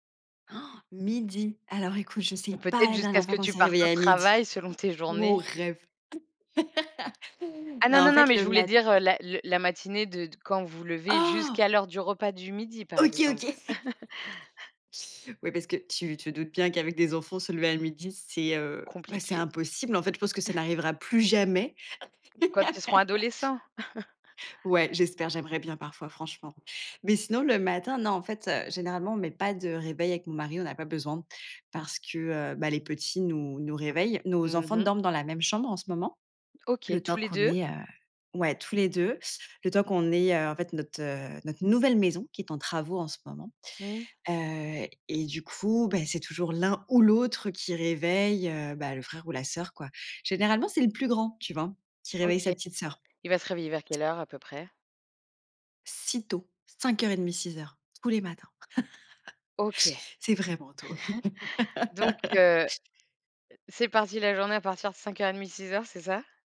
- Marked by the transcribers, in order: gasp; laugh; stressed: "Oh"; laugh; chuckle; swallow; laugh; chuckle; laugh
- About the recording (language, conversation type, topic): French, podcast, Peux-tu me décrire ta routine du matin ?